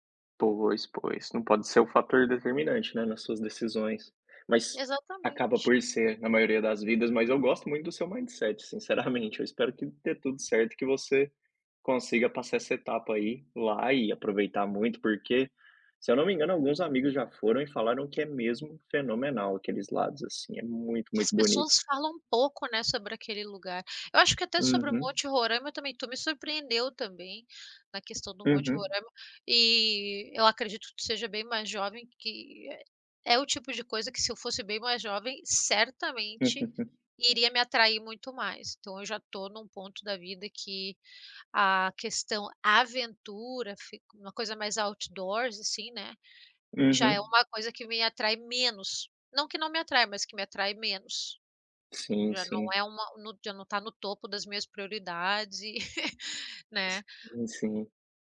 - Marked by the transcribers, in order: in English: "mindset"; tapping; chuckle; in English: "outdoors"; chuckle
- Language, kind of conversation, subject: Portuguese, unstructured, Qual lugar no mundo você sonha em conhecer?